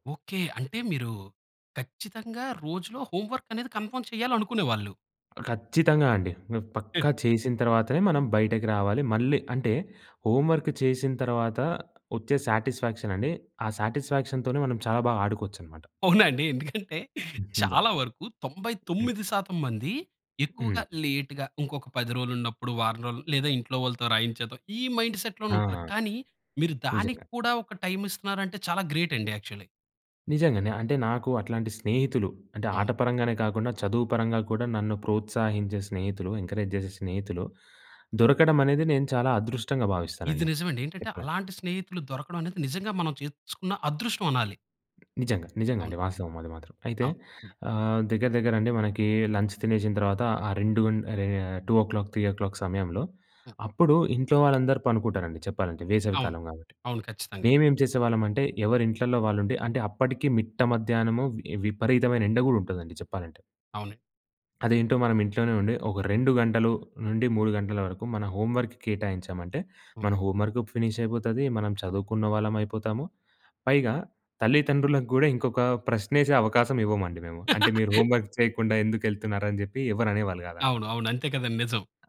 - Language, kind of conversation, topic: Telugu, podcast, మీ బాల్యంలో మీకు అత్యంత సంతోషాన్ని ఇచ్చిన జ్ఞాపకం ఏది?
- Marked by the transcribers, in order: in English: "హోమ్ వర్క్"; in English: "కన్ఫామ్"; other noise; in English: "సాటిస్ఫాక్షన్‌తొనే"; laughing while speaking: "అవునా అండి. ఎందుకంటే"; in English: "లేట్‌గ"; in English: "మైండ్ సెట్‌లోనే"; in English: "యాక్చువల్లి"; in English: "ఎంకరేజ్"; in English: "లంచ్"; in English: "టూ ఓ క్లాక్ త్రీ ఓ క్లాక్"; in English: "ఫినిశ్"; laugh